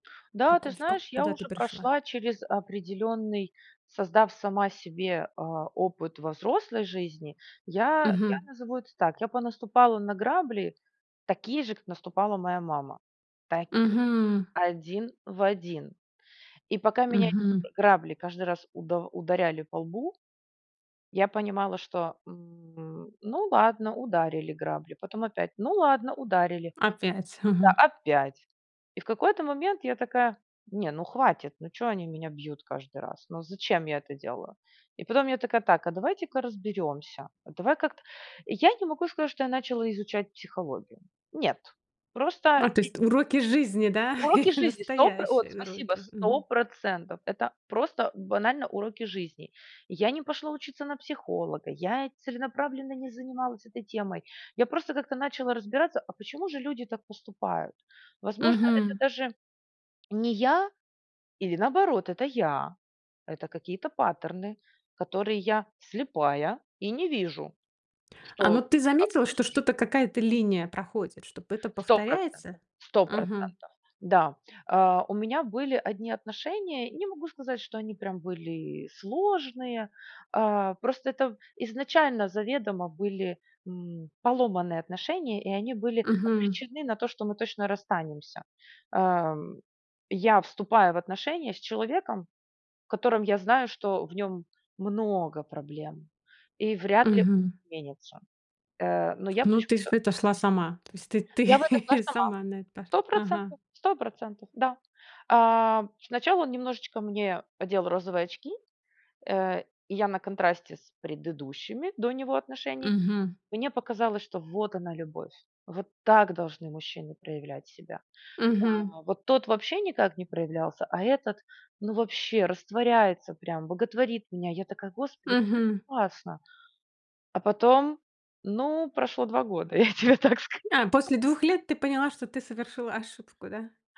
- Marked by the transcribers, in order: tapping; other background noise; chuckle; laughing while speaking: "ты"; laughing while speaking: "Я тебе так скажу"
- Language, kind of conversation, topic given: Russian, podcast, Какие ошибки ты совершал в начале и чему научился?